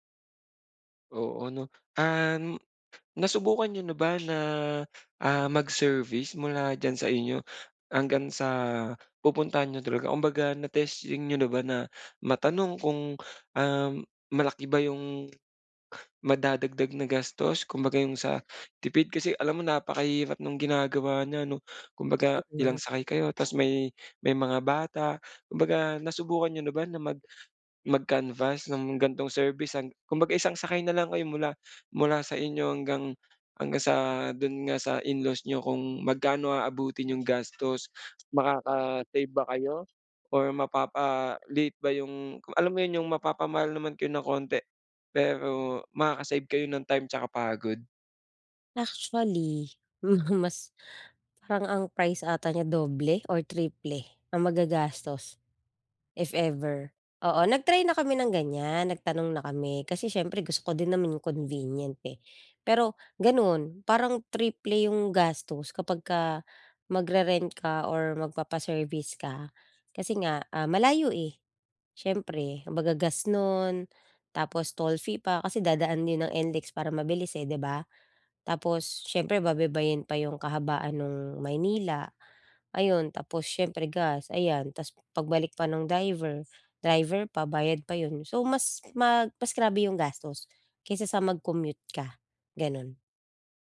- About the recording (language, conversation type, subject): Filipino, advice, Paano ko makakayanan ang stress at abala habang naglalakbay?
- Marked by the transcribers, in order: tapping; chuckle; snort